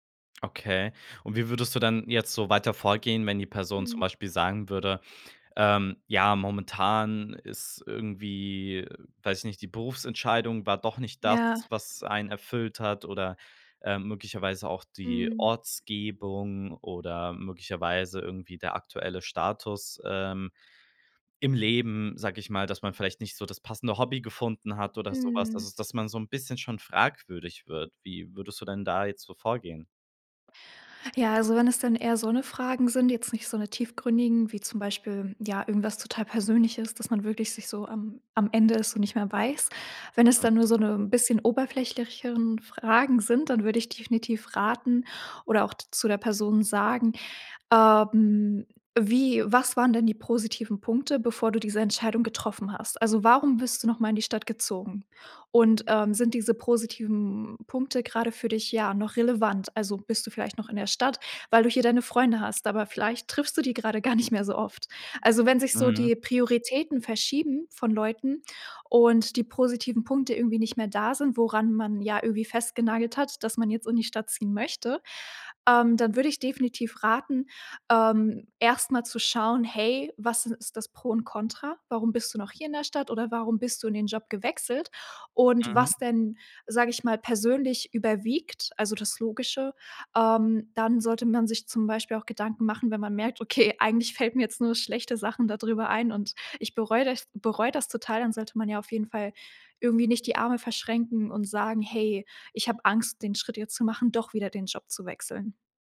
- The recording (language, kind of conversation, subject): German, podcast, Was würdest du einem Freund raten, der nach Sinn im Leben sucht?
- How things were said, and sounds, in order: other noise; "oberflächigere" said as "oberflächlicheren"; laughing while speaking: "gar nicht"